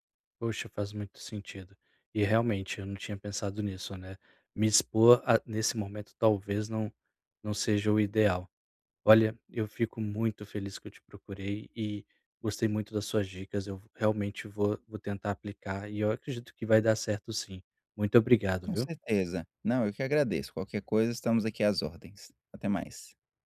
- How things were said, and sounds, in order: none
- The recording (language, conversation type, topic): Portuguese, advice, Como posso voltar a sentir-me seguro e recuperar a sensação de normalidade?